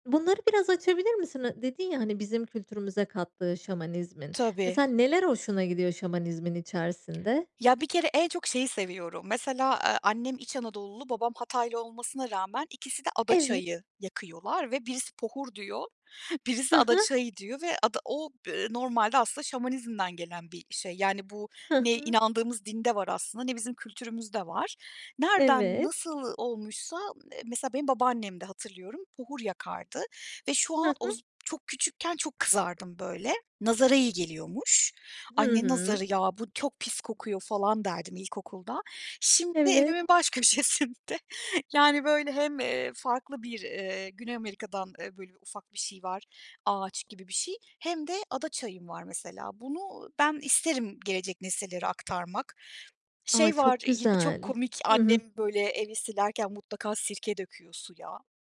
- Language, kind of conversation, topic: Turkish, podcast, Hangi gelenekleri gelecek kuşaklara aktarmak istersin?
- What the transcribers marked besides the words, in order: other background noise; laughing while speaking: "köşesinde"